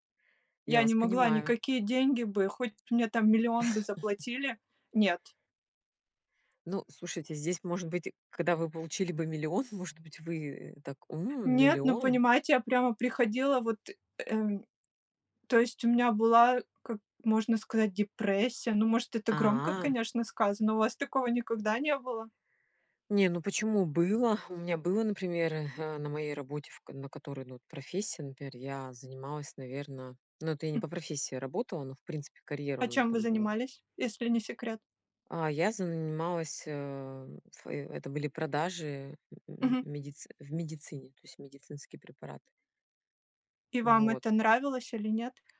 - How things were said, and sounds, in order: chuckle; laughing while speaking: "миллион"; tapping
- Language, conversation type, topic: Russian, unstructured, Как вы выбираете между высокой зарплатой и интересной работой?